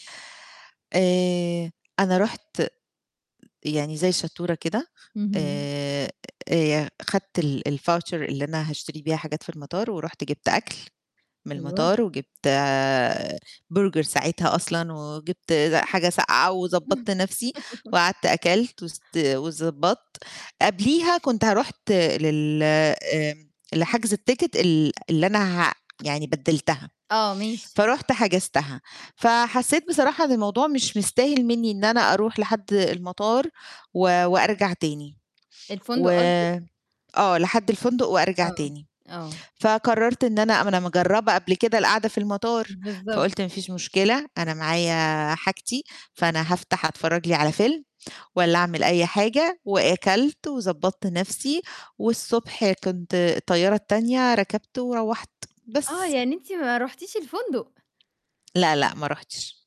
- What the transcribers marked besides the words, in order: in English: "الVoucher"; laugh; in English: "التيكت"; tapping
- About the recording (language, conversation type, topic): Arabic, podcast, احكيلي عن مرة اضطريت تبات في المطار؟